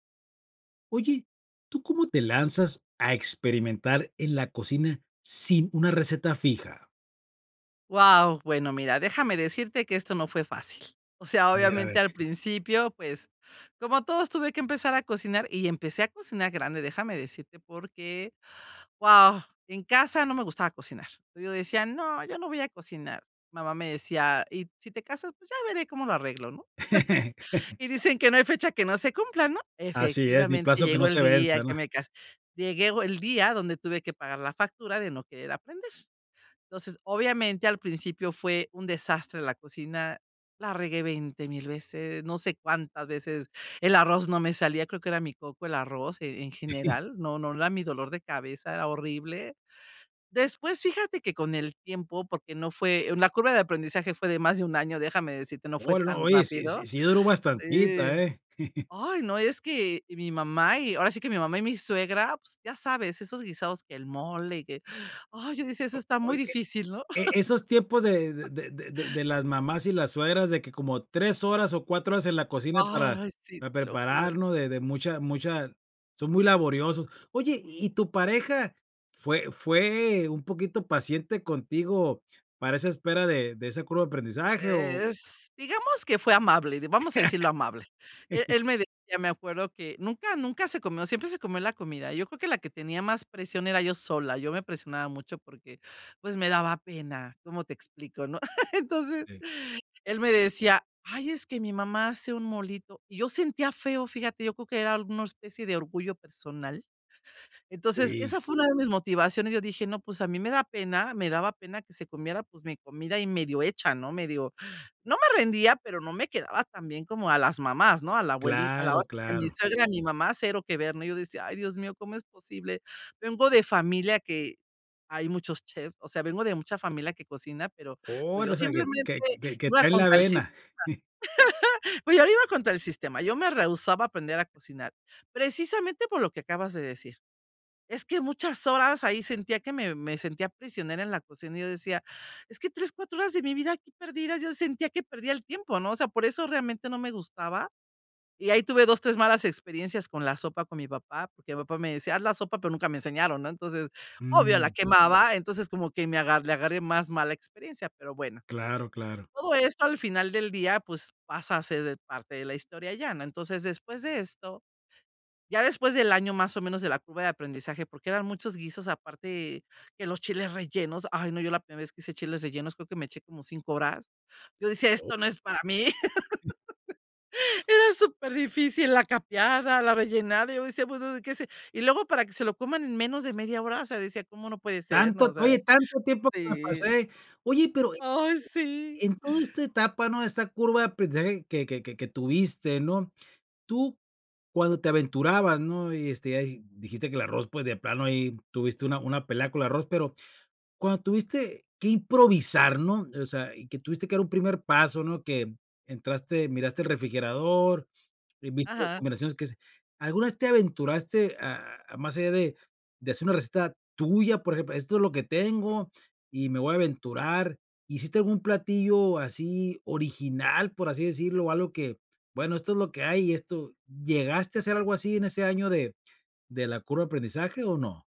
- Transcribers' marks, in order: other background noise; laugh; chuckle; tapping; "Llego" said as "llegueo"; chuckle; chuckle; chuckle; laugh; chuckle; chuckle; other noise; chuckle
- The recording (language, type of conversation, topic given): Spanish, podcast, ¿Cómo te animas a experimentar en la cocina sin una receta fija?